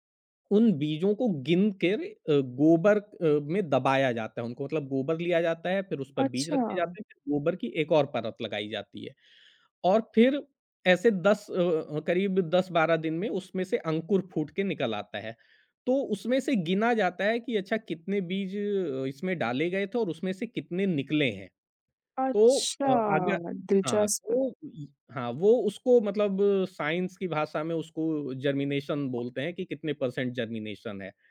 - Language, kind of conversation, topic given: Hindi, podcast, आपके परिवार की सबसे यादगार परंपरा कौन-सी है?
- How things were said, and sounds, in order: in English: "साइंस"; in English: "जर्मिनेशन"; other background noise; in English: "परसेंट जर्मिनेशन"